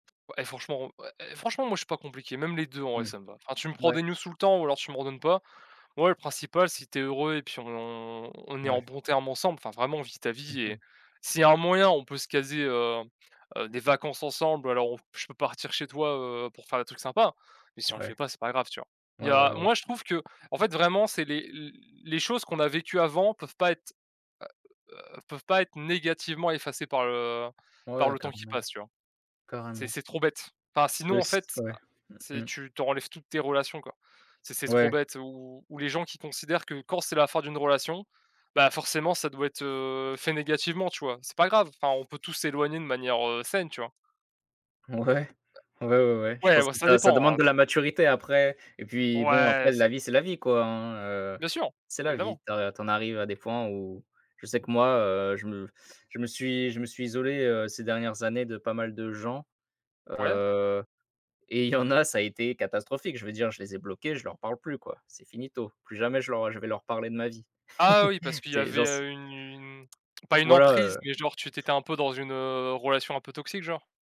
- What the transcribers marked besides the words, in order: tapping; drawn out: "on"; other noise; laughing while speaking: "Ouais"; in Italian: "finito"; other background noise; chuckle
- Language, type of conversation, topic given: French, unstructured, Comment décrirais-tu une véritable amitié, selon toi ?